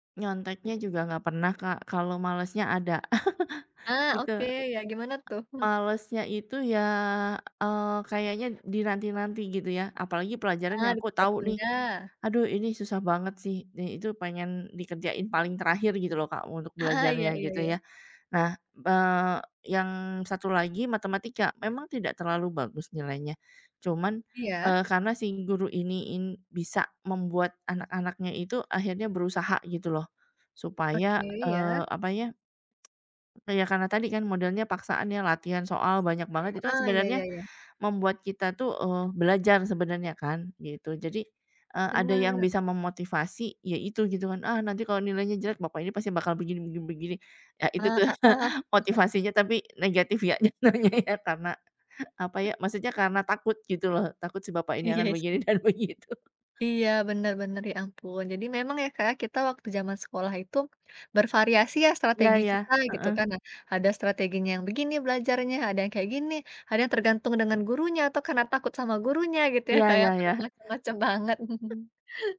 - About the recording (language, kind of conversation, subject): Indonesian, unstructured, Bagaimana cara kamu mempersiapkan ujian dengan baik?
- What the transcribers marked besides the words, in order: laugh; tapping; laughing while speaking: "Aha"; other background noise; chuckle; unintelligible speech; other noise; laughing while speaking: "Iya, sih"; laughing while speaking: "begini dan begitu"; chuckle